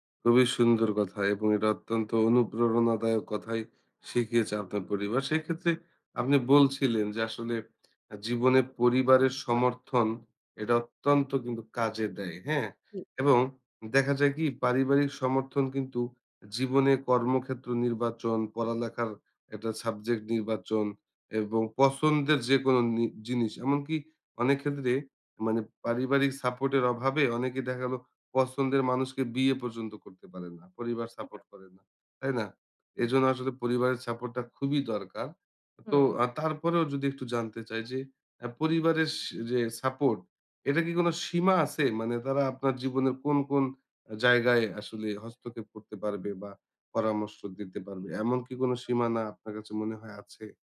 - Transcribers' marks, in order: tapping; "একটা" said as "অ্যাটা"
- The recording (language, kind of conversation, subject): Bengali, podcast, পরিবারের সমর্থন আপনার জীবনে কীভাবে কাজ করে?